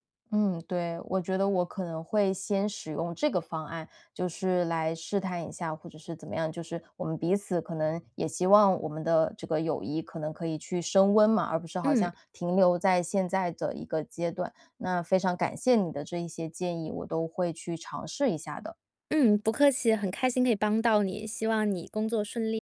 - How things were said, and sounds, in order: none
- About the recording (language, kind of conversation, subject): Chinese, advice, 如何在不伤害感情的情况下对朋友说不？